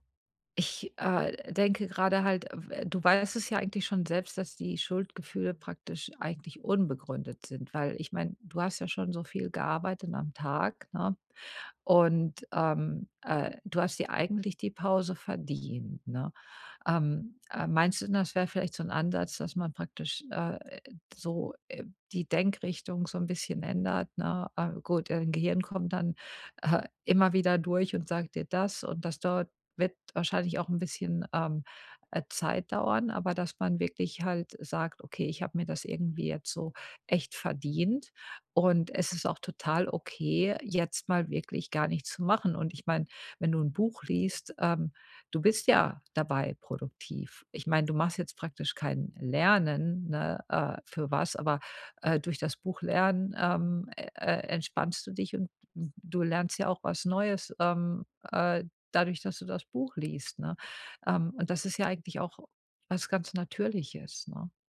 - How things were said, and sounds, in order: none
- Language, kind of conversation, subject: German, advice, Wie kann ich zu Hause trotz Stress besser entspannen?